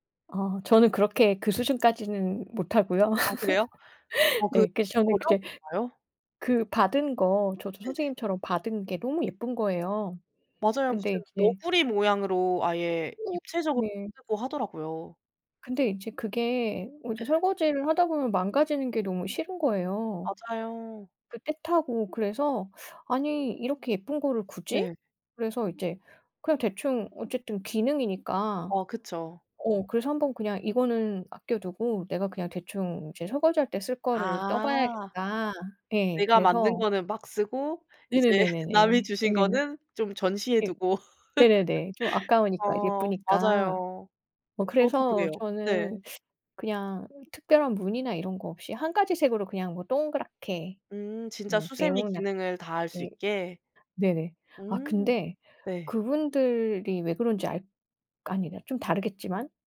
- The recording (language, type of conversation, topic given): Korean, unstructured, 요즘 가장 즐겨 하는 취미는 무엇인가요?
- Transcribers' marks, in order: other background noise; laugh; unintelligible speech; unintelligible speech; laugh